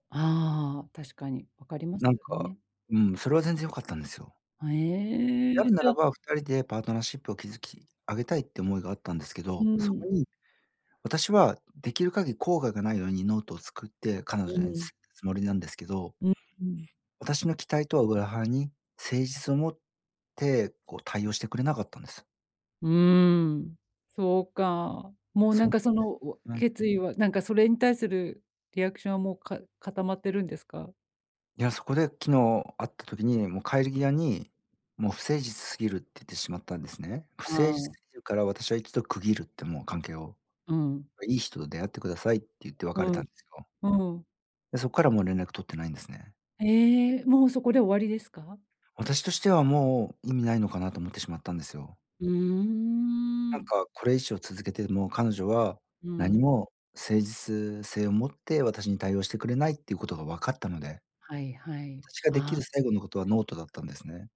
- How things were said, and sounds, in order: in English: "パートナーシップ"; "後悔" said as "こうがい"; other background noise; unintelligible speech; unintelligible speech
- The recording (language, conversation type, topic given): Japanese, advice, 引っ越しで生じた別れの寂しさを、どう受け止めて整理すればいいですか？